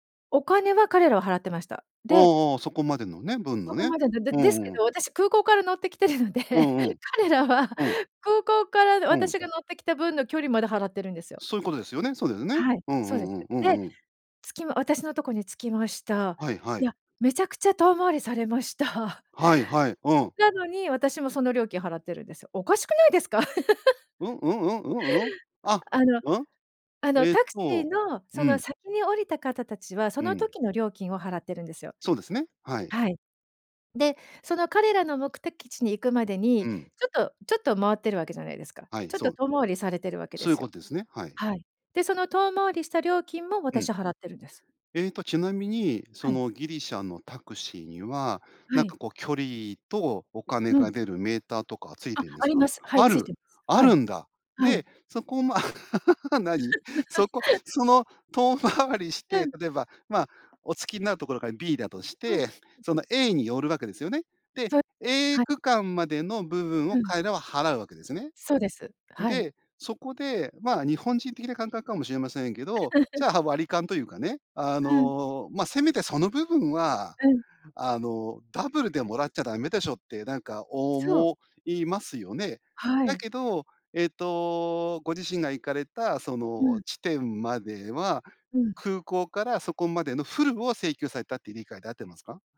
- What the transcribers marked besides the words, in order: laughing while speaking: "乗ってきてるので、彼らは"; chuckle; laugh; laugh; laughing while speaking: "遠回りして"; unintelligible speech; chuckle
- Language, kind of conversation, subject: Japanese, podcast, 旅先で驚いた文化の違いは何でしたか？